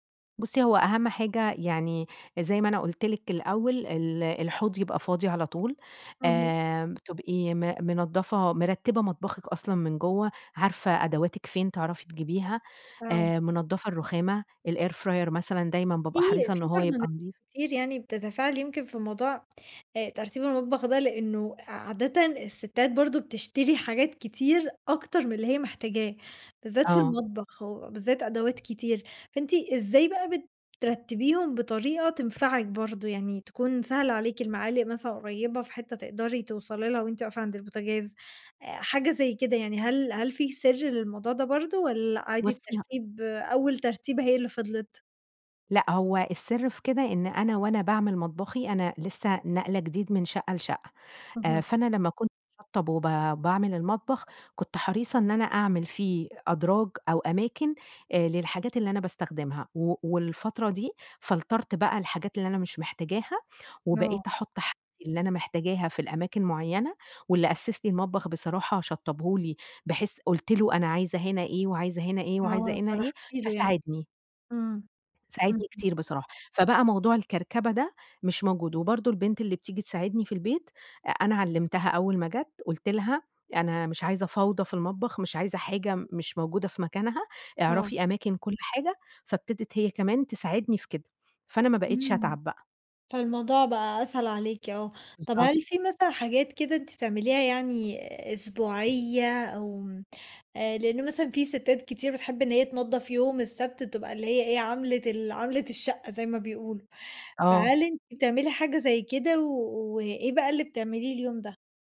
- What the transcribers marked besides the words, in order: in English: "الإير فراير"; in English: "فلترت"; tapping
- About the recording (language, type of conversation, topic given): Arabic, podcast, ازاي تحافظي على ترتيب المطبخ بعد ما تخلصي طبخ؟